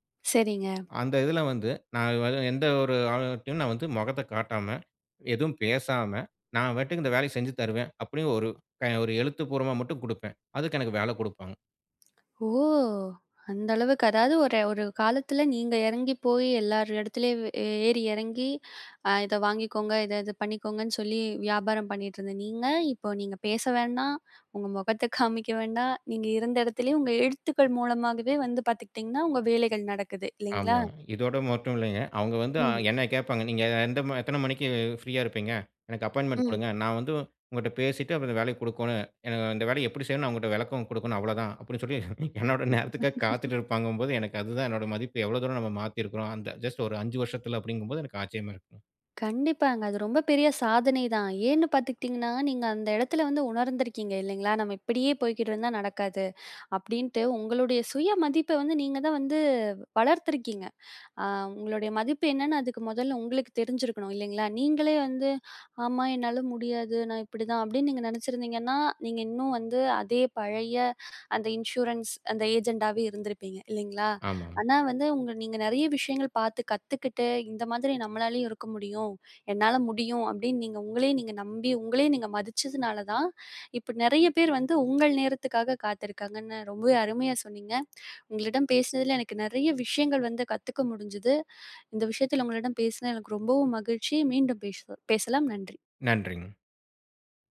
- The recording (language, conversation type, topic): Tamil, podcast, நீங்கள் சுயமதிப்பை வளர்த்துக்கொள்ள என்ன செய்தீர்கள்?
- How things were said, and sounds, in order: tapping; "பாட்டுக்கு" said as "வாட்டுக்கு"; chuckle; other background noise; in English: "அப்பாய்ன்மென்ட்"; laughing while speaking: "அவ்வளவுதான் அப்படின்னு சொல்லி"; laugh; in English: "ஜஸ்ட்"; in English: "ஏஜெண்ட்"